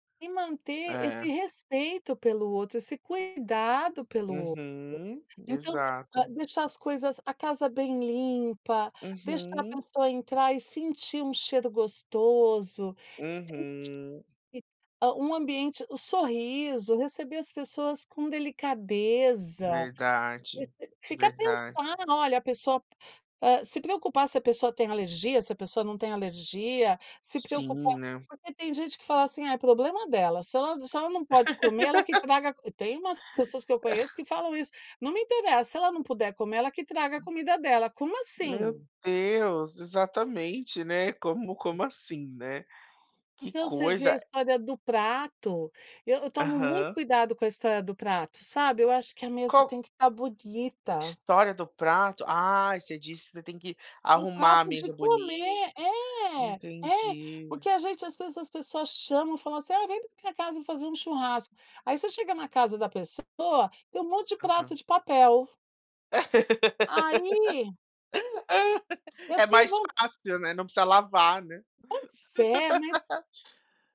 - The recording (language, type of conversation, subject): Portuguese, podcast, Como se pratica hospitalidade na sua casa?
- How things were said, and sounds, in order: laugh; laugh